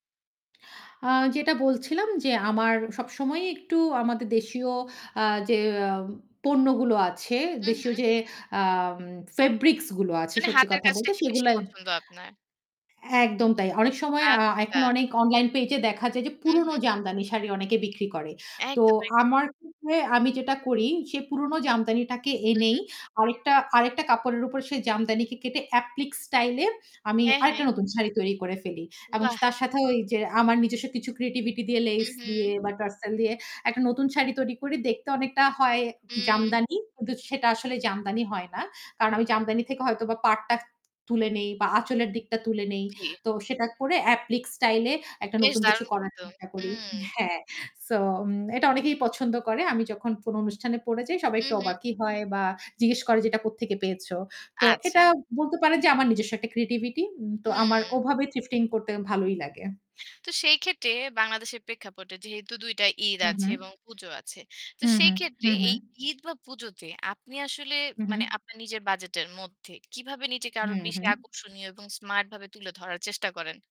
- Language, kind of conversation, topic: Bengali, podcast, বাজেটের মধ্যে থেকেও কীভাবে স্টাইল বজায় রাখবেন?
- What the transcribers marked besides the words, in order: static; in English: "ফেব্রিক্স"; distorted speech; in English: "এপ্লিক স্টাইল"; in English: "ক্রিয়েটিভিটি"; other background noise; in English: "অ্যাপ্লিক স্টাইল"; in English: "সো"; in English: "ক্রিয়েটিভিটি"; in English: "থ্রিফটিং"